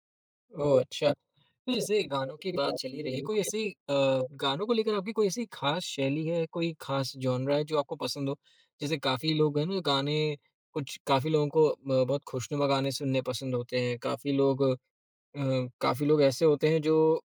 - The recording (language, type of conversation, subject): Hindi, podcast, कौन सा गाना सुनकर आपको घर की याद आती है?
- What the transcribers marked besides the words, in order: other background noise; in English: "जॉनरा"